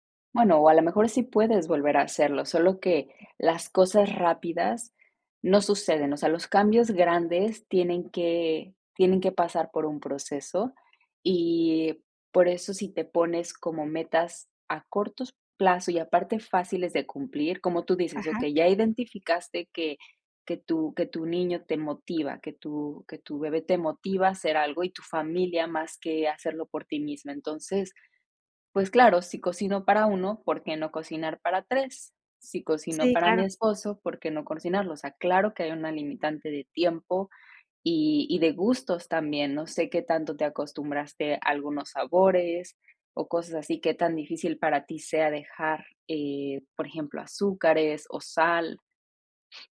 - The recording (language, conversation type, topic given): Spanish, advice, ¿Cómo puedo recuperar la motivación para cocinar comidas nutritivas?
- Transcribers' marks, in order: none